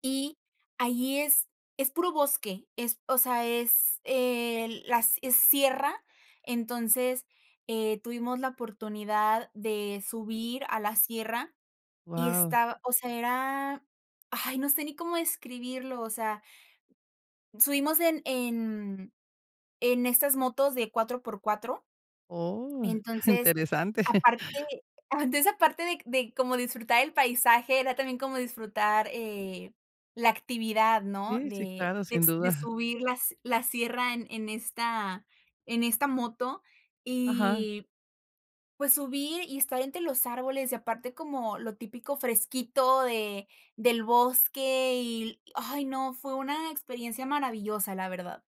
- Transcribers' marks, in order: chuckle
- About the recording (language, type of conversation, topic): Spanish, podcast, Cuéntame sobre una experiencia que te conectó con la naturaleza